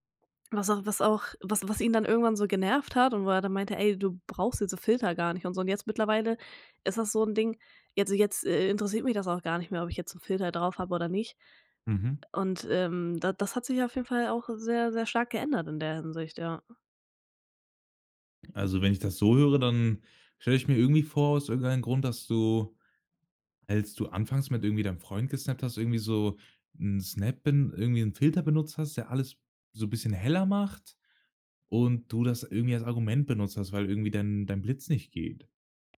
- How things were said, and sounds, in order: other background noise
- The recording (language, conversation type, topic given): German, podcast, Wie beeinflussen Filter dein Schönheitsbild?